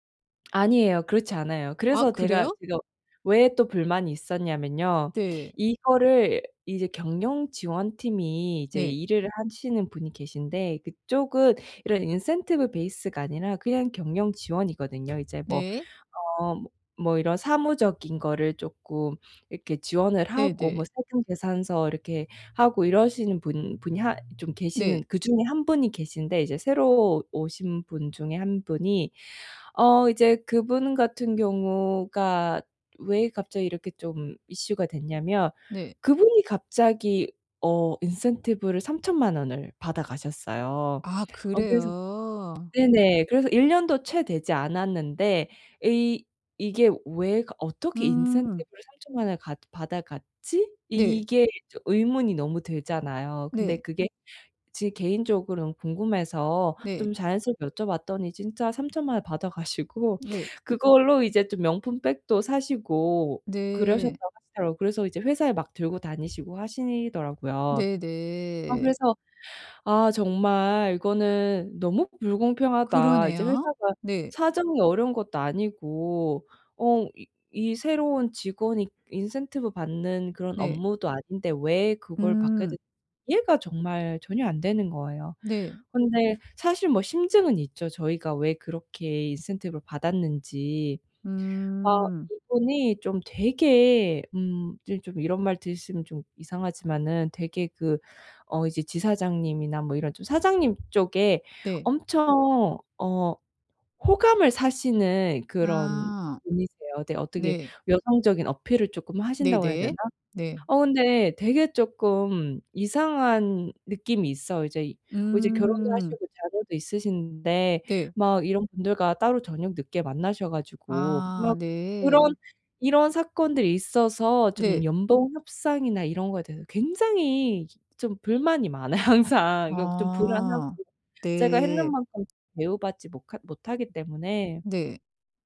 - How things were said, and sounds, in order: tapping; in English: "인센티브 베이스가"; other background noise; laughing while speaking: "받아가시고"; laughing while speaking: "많아요"
- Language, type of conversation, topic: Korean, advice, 연봉 협상을 앞두고 불안을 줄이면서 효과적으로 협상하려면 어떻게 준비해야 하나요?